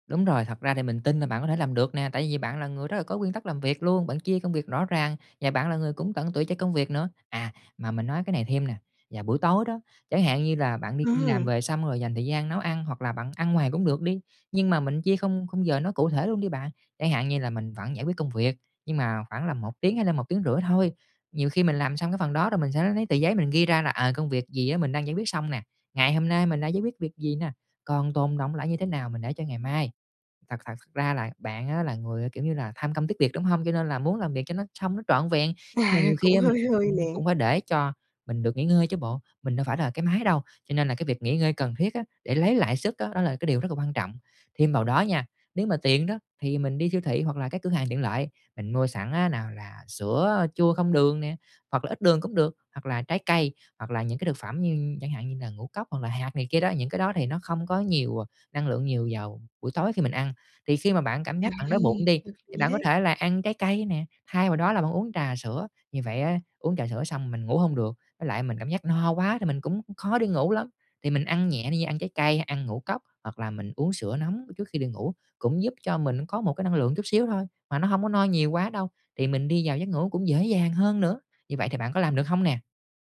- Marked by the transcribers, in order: tapping
- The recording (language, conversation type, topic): Vietnamese, advice, Vì sao tôi hay trằn trọc sau khi uống cà phê hoặc rượu vào buổi tối?